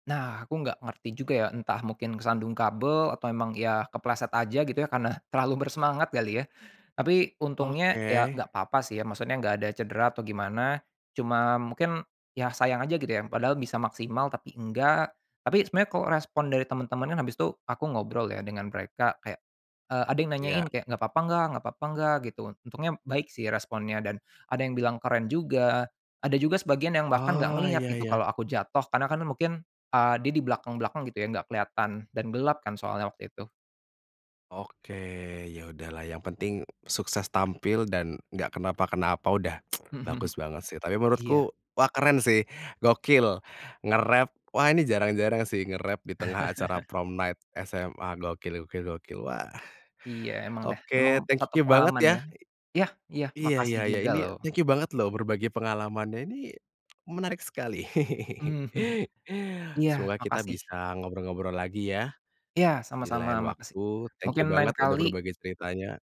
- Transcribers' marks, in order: "Ya" said as "yak"; tsk; chuckle; chuckle; in English: "Prom Night"; "Ya" said as "yah"; chuckle
- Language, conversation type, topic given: Indonesian, podcast, Lagu apa yang membuat kamu merasa seperti pulang atau merasa nyaman?